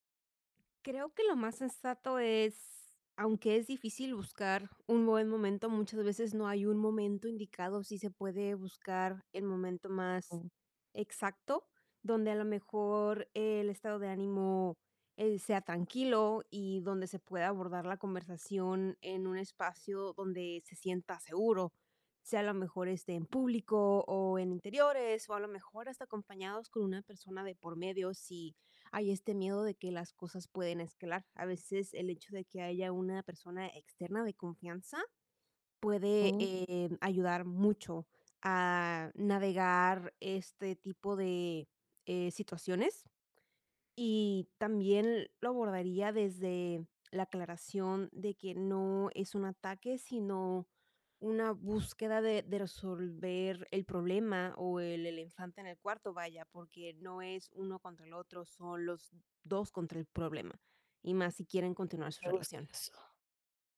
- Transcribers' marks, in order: none
- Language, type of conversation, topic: Spanish, advice, ¿Cómo puedo manejar un conflicto de pareja cuando uno quiere quedarse y el otro quiere regresar?